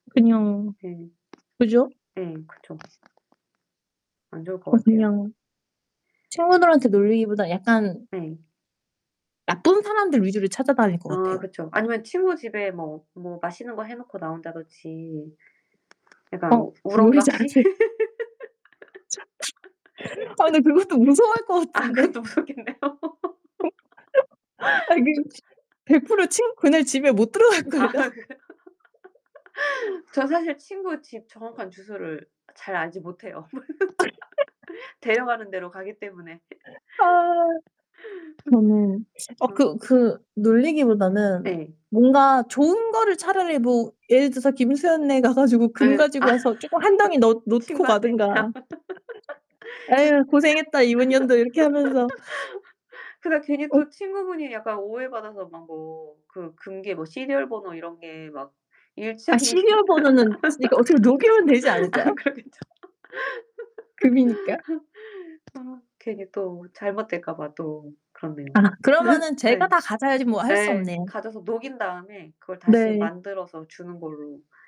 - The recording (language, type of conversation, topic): Korean, unstructured, 만약 우리가 투명 인간이 된다면 어떤 장난을 치고 싶으신가요?
- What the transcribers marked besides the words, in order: other background noise; laughing while speaking: "요리 잘 하세요?"; tapping; unintelligible speech; laughing while speaking: "그것도"; laughing while speaking: "같은데"; laugh; laughing while speaking: "아 그것도 무섭겠네요"; laugh; distorted speech; laugh; laughing while speaking: "걸요"; laughing while speaking: "아 그래"; laugh; laugh; laugh; laughing while speaking: "아"; laugh; laughing while speaking: "일치하는 게 아 그러겠죠"; laugh; laugh